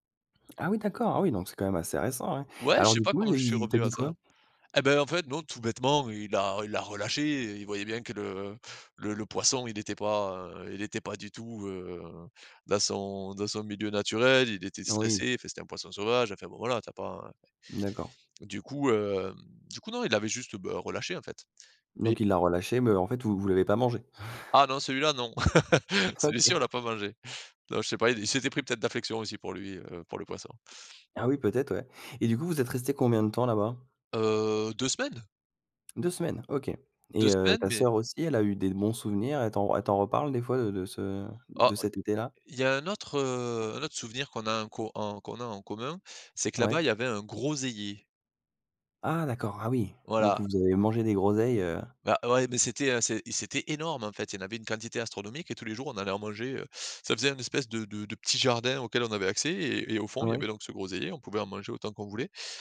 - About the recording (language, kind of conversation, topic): French, podcast, Quel est ton plus beau souvenir en famille ?
- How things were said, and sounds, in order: other background noise; chuckle; laugh; tapping